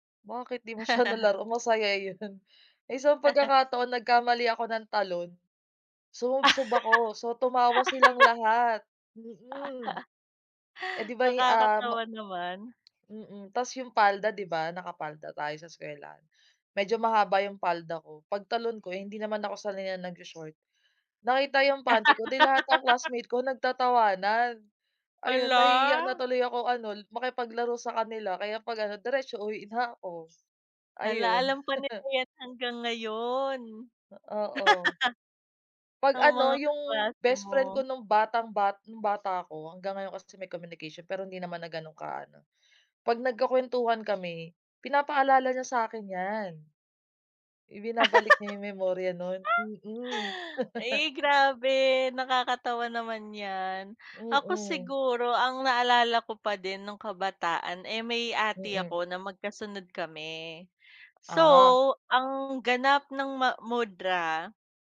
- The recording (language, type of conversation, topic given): Filipino, unstructured, Anong alaala ang madalas mong balikan kapag nag-iisa ka?
- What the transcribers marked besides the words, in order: giggle; laughing while speaking: "siya"; laughing while speaking: "'yun"; chuckle; laugh; laugh; tapping; laugh; dog barking; chuckle; chuckle; laugh; chuckle